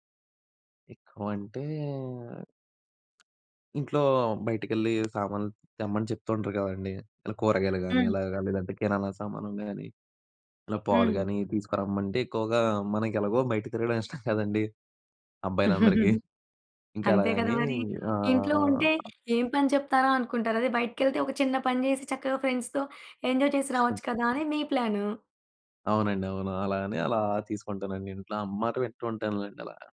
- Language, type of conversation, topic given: Telugu, podcast, ఇంట్లో ఎంత రద్దీ ఉన్నా మనసు పెట్టి శ్రద్ధగా వినడం ఎలా సాధ్యమవుతుంది?
- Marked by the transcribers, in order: tapping; chuckle; giggle; drawn out: "ఆహ్"; other background noise; in English: "ఫ్రెండ్స్‌తో ఎంజాయ్"; chuckle